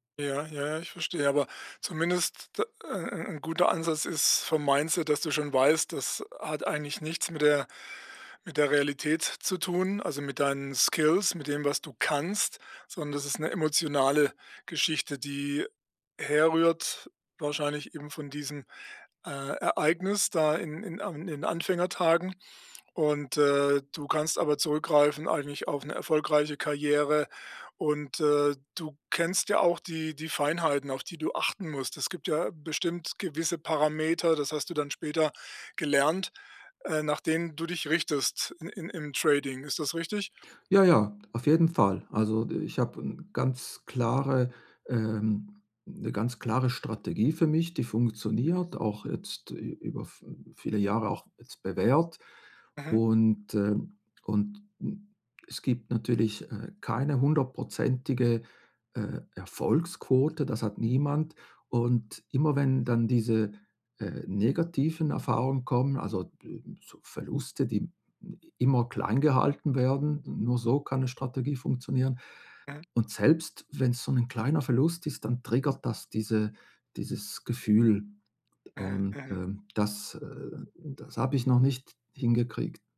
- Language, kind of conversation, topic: German, advice, Wie kann ich besser mit der Angst vor dem Versagen und dem Erwartungsdruck umgehen?
- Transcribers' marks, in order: in English: "Mindset"; in English: "Skills"; stressed: "kannst"; tapping